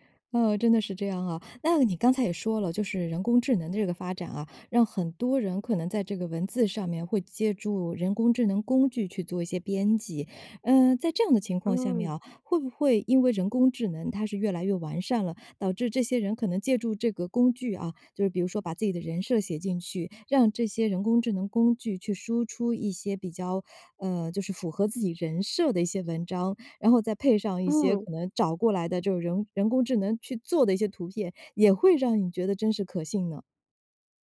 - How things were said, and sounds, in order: none
- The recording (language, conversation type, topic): Chinese, podcast, 在网上如何用文字让人感觉真实可信？